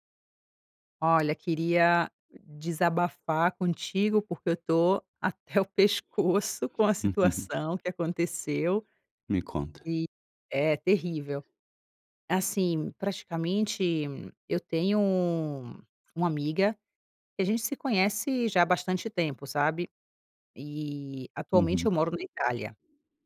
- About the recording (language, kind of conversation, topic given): Portuguese, advice, Como devo confrontar um amigo sobre um comportamento incômodo?
- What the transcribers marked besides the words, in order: giggle